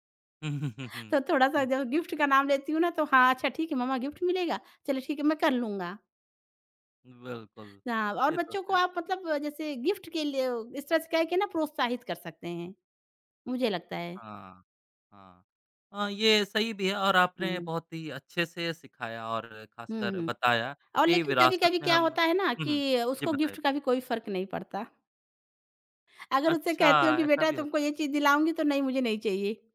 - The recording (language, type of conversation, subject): Hindi, podcast, आप अपने बच्चों को अपनी विरासत कैसे सिखाते हैं?
- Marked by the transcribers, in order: laughing while speaking: "हुँ, हुँ, हुँ"; in English: "गिफ्ट"; in English: "गिफ्ट"; in English: "गिफ्ट"; in English: "गिफ्ट"